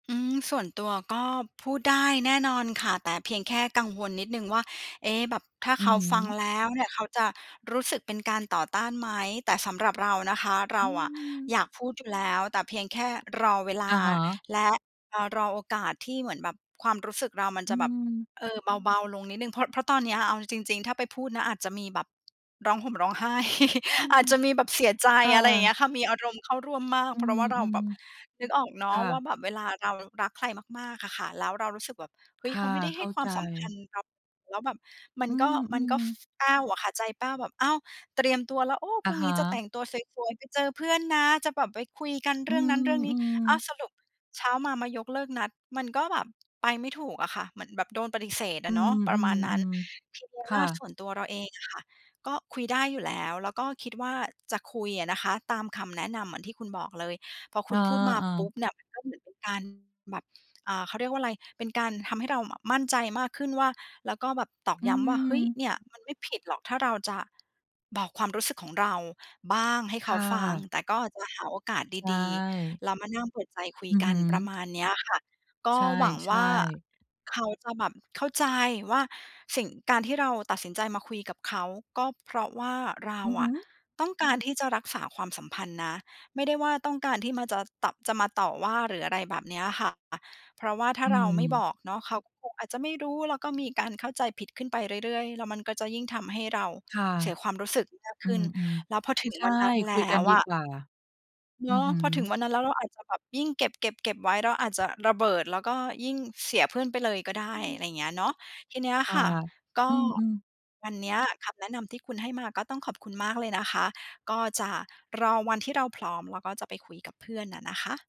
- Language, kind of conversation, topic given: Thai, advice, คุณรู้สึกอย่างไรเมื่อเพื่อนยกเลิกนัดบ่อยจนทำให้คุณรู้สึกว่าไม่สำคัญ?
- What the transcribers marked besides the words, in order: other background noise; chuckle